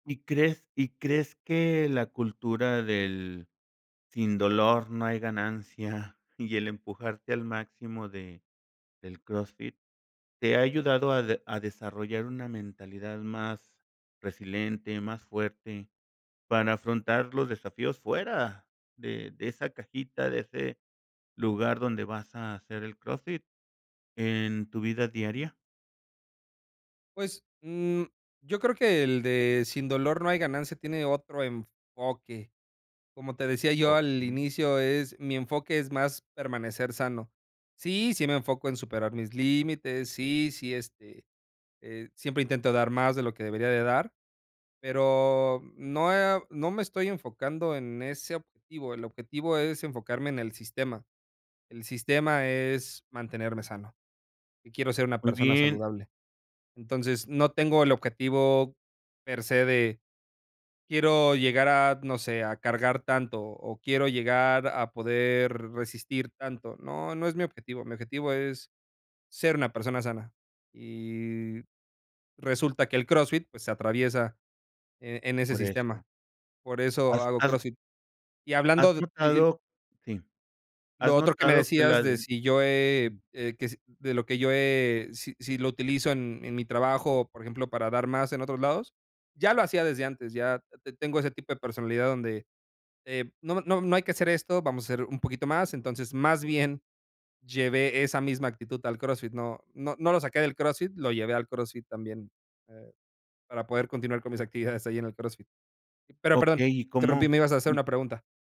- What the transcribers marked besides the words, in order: other background noise
- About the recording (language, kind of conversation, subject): Spanish, podcast, ¿Qué actividad física te hace sentir mejor mentalmente?